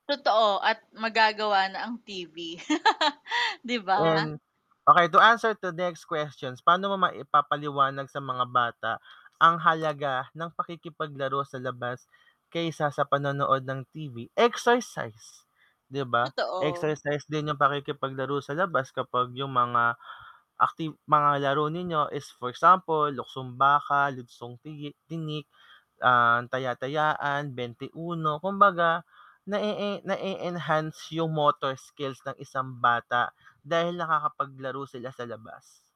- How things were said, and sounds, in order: laugh; static; in English: "to answer to next questions"; mechanical hum
- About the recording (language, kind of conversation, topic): Filipino, unstructured, Paano mo ipapaliwanag sa mga bata ang kahalagahan ng isang araw na walang telebisyon?